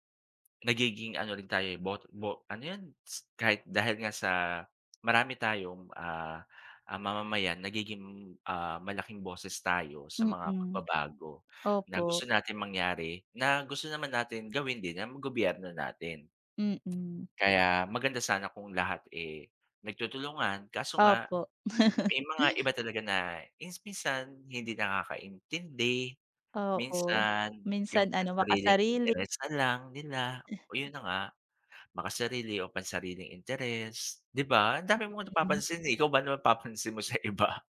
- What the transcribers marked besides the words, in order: chuckle; other background noise; laughing while speaking: "sa iba?"
- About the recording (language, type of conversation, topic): Filipino, unstructured, Bakit mahalaga ang pakikilahok ng mamamayan sa pamahalaan?